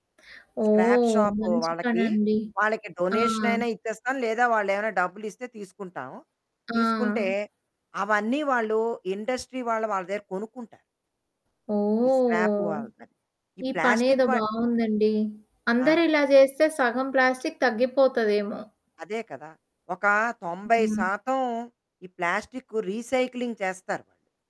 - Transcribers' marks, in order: in English: "స్క్రాప్ షాప్"; in English: "డొనేషన్"; other background noise; in English: "ఇండస్ట్రీ"; in English: "స్క్రాప్"; in English: "రీసైక్లింగ్"
- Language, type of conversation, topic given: Telugu, podcast, ప్లాస్టిక్ వాడకాన్ని తగ్గించడానికి మనలో పెంపొందించుకోవాల్సిన సద్గుణాలు ఏవని మీరు భావిస్తున్నారు?